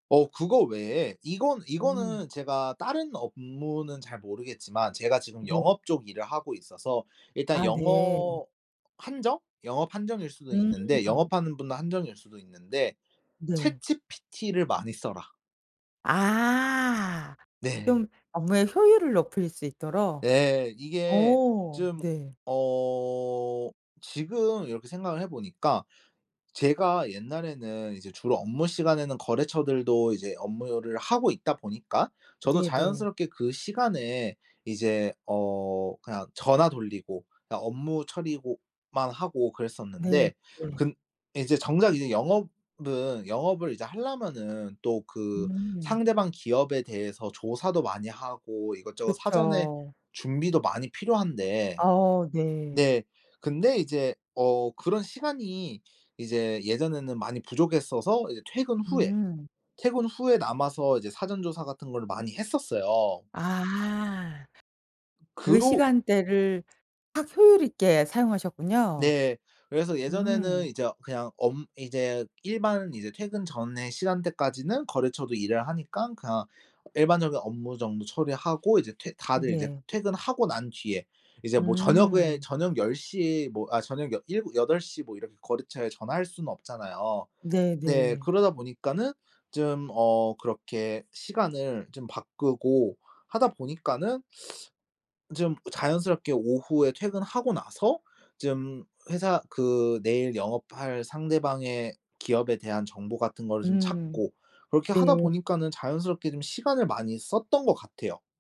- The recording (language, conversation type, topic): Korean, podcast, 칼퇴근을 지키려면 어떤 습관이 필요할까요?
- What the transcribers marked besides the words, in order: drawn out: "아"; drawn out: "어"; other background noise; teeth sucking; tapping